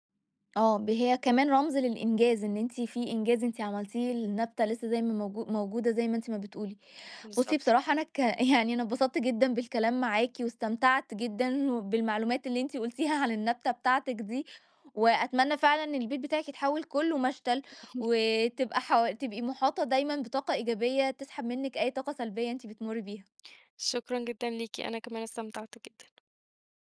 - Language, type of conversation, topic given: Arabic, podcast, إيه النشاط اللي بترجع له لما تحب تهدأ وتفصل عن الدنيا؟
- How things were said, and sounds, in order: chuckle; laughing while speaking: "جدًا وبالمعلومات اللي أنتِ قلتيها عن النبتة بتاعتِك دي"; chuckle